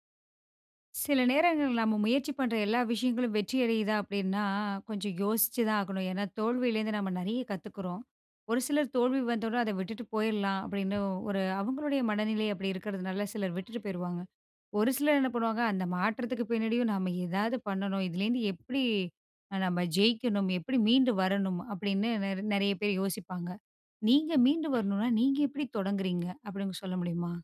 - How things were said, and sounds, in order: drawn out: "அப்டின்னா"; other background noise
- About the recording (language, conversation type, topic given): Tamil, podcast, மாற்றத்தில் தோல்வி ஏற்பட்டால் நீங்கள் மீண்டும் எப்படித் தொடங்குகிறீர்கள்?